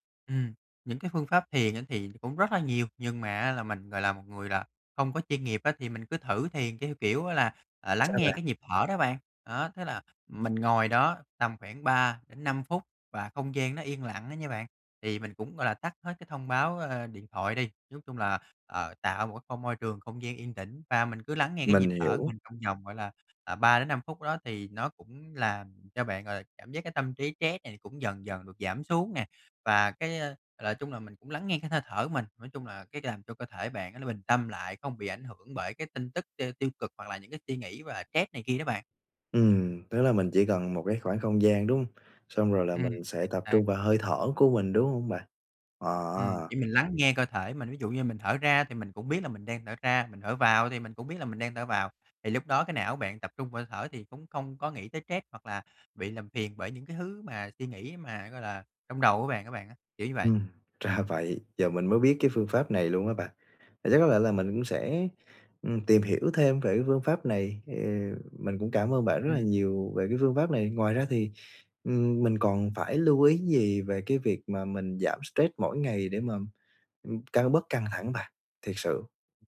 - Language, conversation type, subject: Vietnamese, advice, Làm sao bạn có thể giảm căng thẳng hằng ngày bằng thói quen chăm sóc bản thân?
- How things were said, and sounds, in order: "stress" said as "trét"; "hơi" said as "thơi"; "stress" said as "trét"; "stress" said as "trét"; tapping